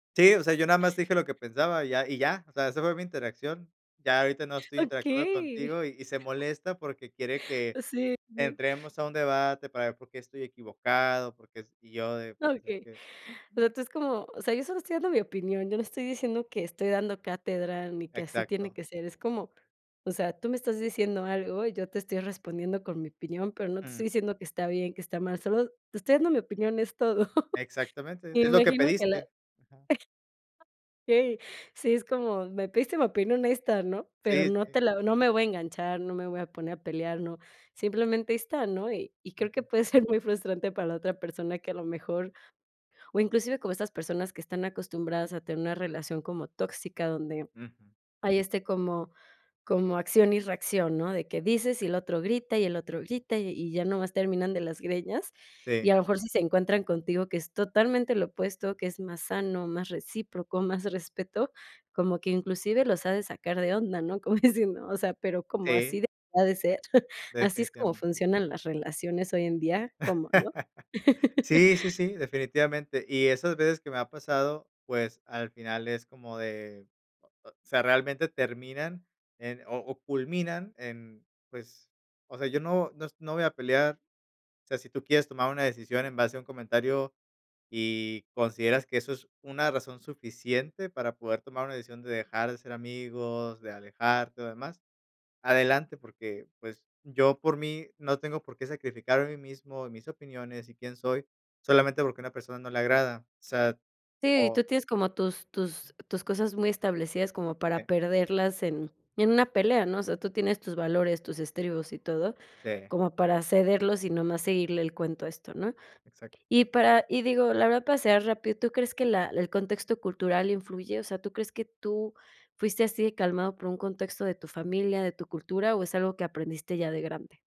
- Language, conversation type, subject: Spanish, podcast, ¿Cómo manejas las discusiones sin dañar la relación?
- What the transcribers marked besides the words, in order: other background noise; laugh; laughing while speaking: "muy frustrante"; laughing while speaking: "greñas"; laughing while speaking: "como diciendo"; giggle; laugh